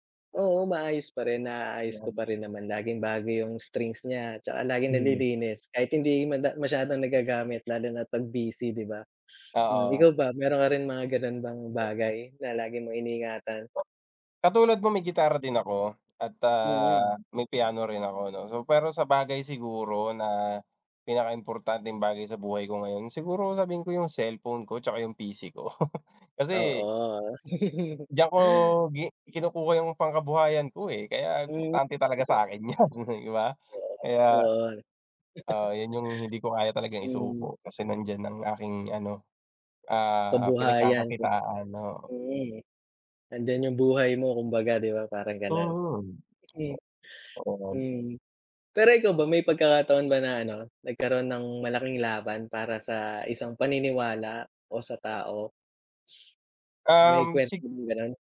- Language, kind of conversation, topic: Filipino, unstructured, Ano ang mga bagay na handa mong ipaglaban?
- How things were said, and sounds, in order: other background noise; laugh; laugh; tapping